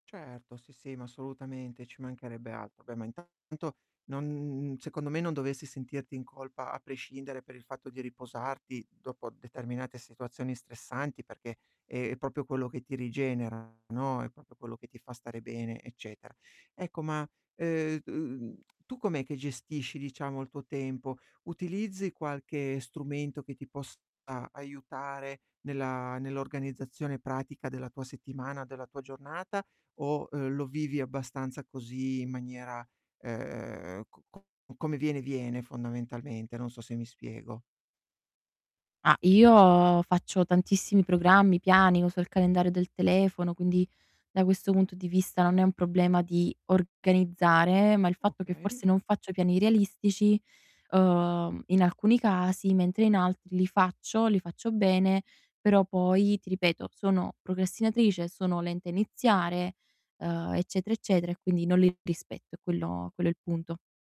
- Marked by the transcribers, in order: distorted speech; "proprio" said as "propio"; "proprio" said as "propio"; tapping; drawn out: "io"
- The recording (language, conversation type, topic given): Italian, advice, Perché mi sento in colpa per il tempo che dedico allo svago, come guardare serie e ascoltare musica?